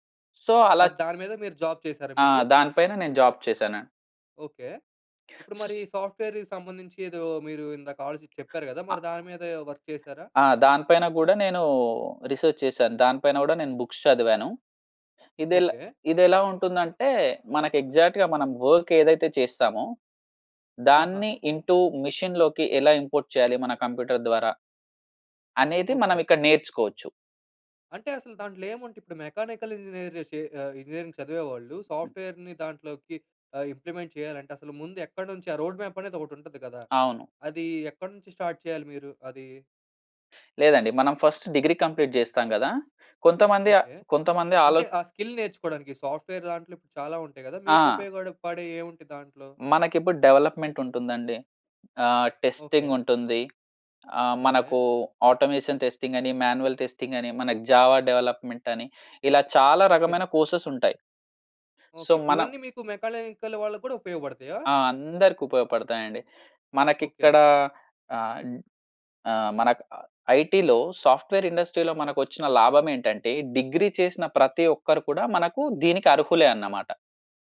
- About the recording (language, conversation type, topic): Telugu, podcast, కెరీర్ మార్పు గురించి ఆలోచించినప్పుడు మీ మొదటి అడుగు ఏమిటి?
- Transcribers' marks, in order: in English: "సో"; in English: "జాబ్"; in English: "జాబ్"; other noise; in English: "సాఫ్ట్‌వేర్‌కి"; tapping; in English: "వర్క్"; in English: "రిసర్చ్"; in English: "బుక్స్"; in English: "ఎగ్జాక్ట్‌గా"; in English: "వర్క్"; in English: "ఇంటూ మెషిన్‌లోకి"; in English: "ఇంపోర్ట్"; in English: "మెకానికల్ ఇంజనీర్స్"; other background noise; in English: "సాఫ్ట్‌వేర్‌ని"; in English: "ఇంప్లిమెంట్"; in English: "రోడ్ మ్యాప్"; in English: "స్టార్ట్"; in English: "ఫస్ట్"; in English: "కంప్లీట్"; in English: "స్కిల్"; in English: "సాఫ్ట్‌వేర్"; in English: "డెవలప్మెంట్"; in English: "టెస్టింగ్"; in English: "ఆటోమేషన్ టెస్టింగ్"; in English: "మాన్యూవల్ టెస్టింగ్"; in English: "జావ డెవలప్మెంట్"; in English: "కోర్సెస్"; in English: "సో"; in English: "ఐటీ‌లో సాఫ్ట్‌వేర్ ఇండస్ట్రీ‌లో"